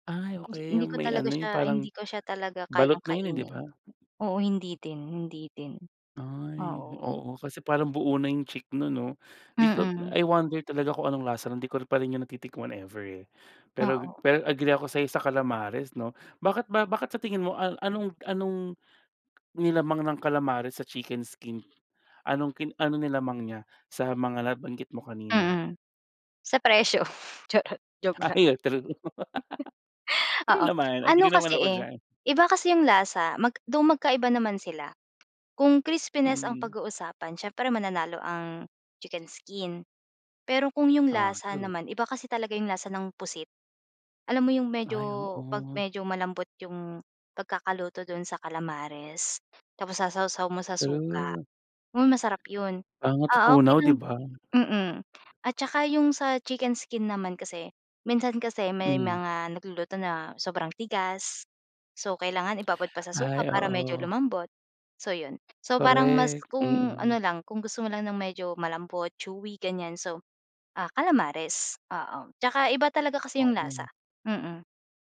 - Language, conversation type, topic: Filipino, podcast, Ano ang paborito mong alaala tungkol sa pagkaing kalye?
- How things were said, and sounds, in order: chuckle; laugh; gasp; unintelligible speech